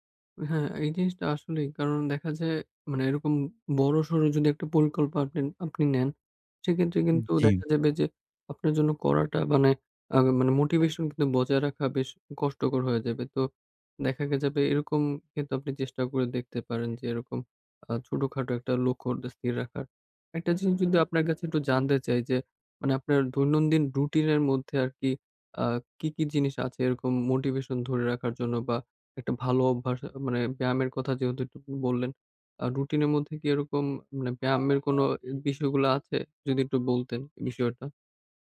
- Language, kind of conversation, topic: Bengali, advice, ব্যায়াম চালিয়ে যেতে কীভাবে আমি ধারাবাহিকভাবে অনুপ্রেরণা ধরে রাখব এবং ধৈর্য গড়ে তুলব?
- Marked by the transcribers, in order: "পরিকল্পনা" said as "পরিকল্প"; other background noise